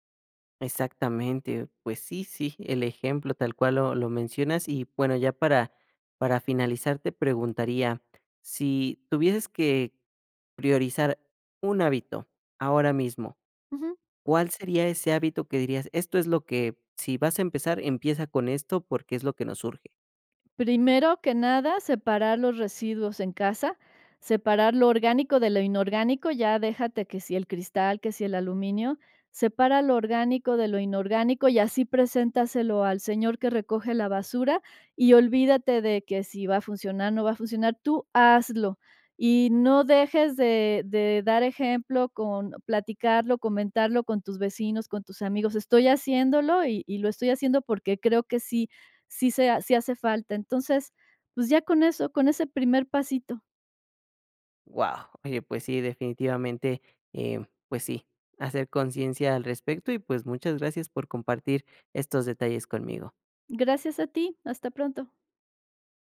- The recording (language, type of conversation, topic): Spanish, podcast, ¿Realmente funciona el reciclaje?
- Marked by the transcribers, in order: none